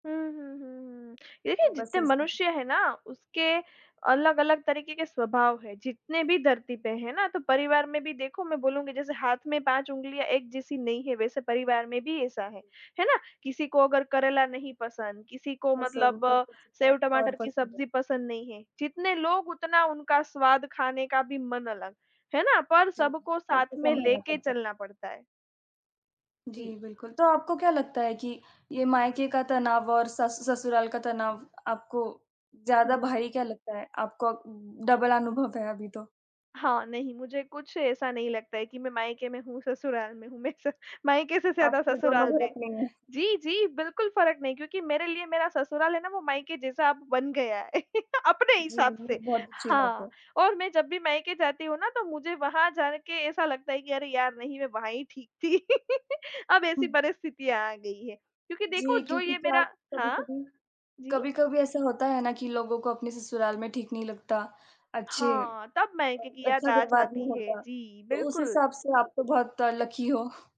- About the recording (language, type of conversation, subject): Hindi, unstructured, आप अपने परिवार में खुशियाँ कैसे बढ़ाते हैं?
- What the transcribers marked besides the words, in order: other background noise; in English: "डबल"; laughing while speaking: "मैं स"; laughing while speaking: "हैं"; chuckle; chuckle; tapping; in English: "लकी"